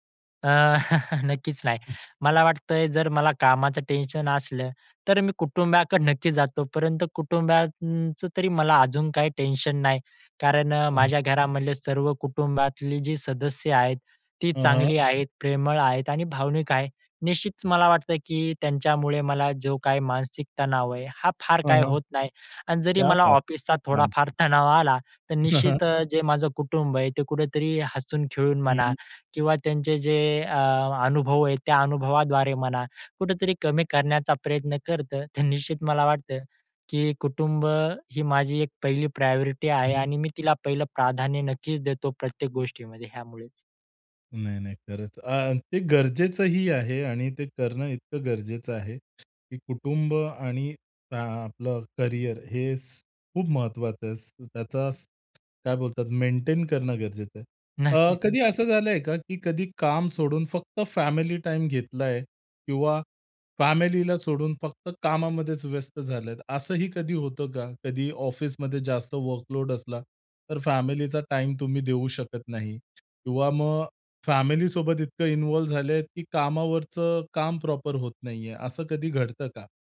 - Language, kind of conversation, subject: Marathi, podcast, कुटुंब आणि करिअरमध्ये प्राधान्य कसे ठरवता?
- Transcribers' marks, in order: chuckle; other background noise; chuckle; in English: "प्रायोरिटी"; background speech; laughing while speaking: "नक्कीच"; in English: "प्रॉपर"